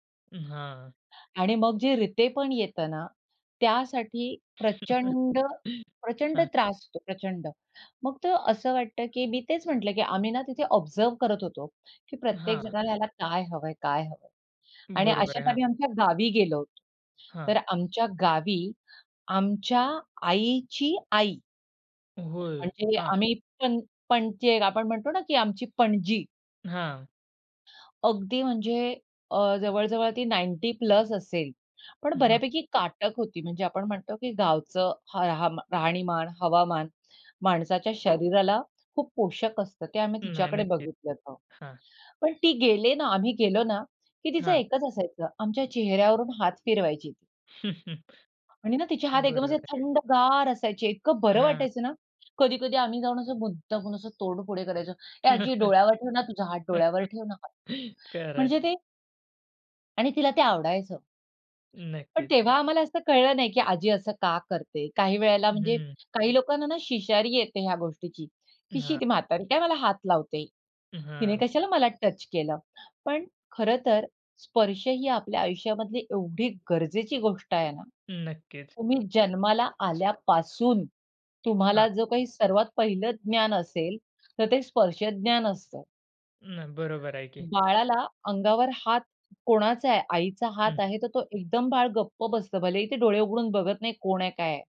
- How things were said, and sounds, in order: chuckle; other background noise; in English: "ऑब्झर्व्ह"; tapping; in English: "नाइन्टी"; chuckle; chuckle
- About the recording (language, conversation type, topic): Marathi, podcast, वयोवृद्ध लोकांचा एकटेपणा कमी करण्याचे प्रभावी मार्ग कोणते आहेत?